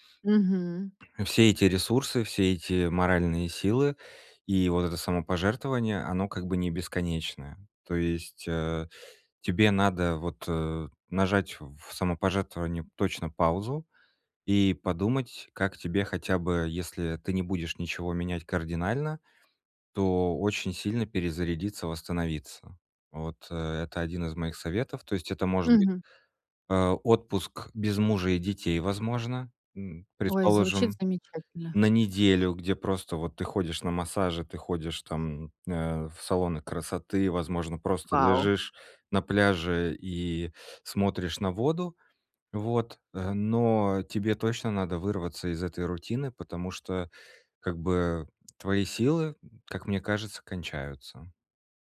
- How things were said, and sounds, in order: other background noise; background speech
- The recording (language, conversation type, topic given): Russian, advice, Как мне лучше распределять время между работой и отдыхом?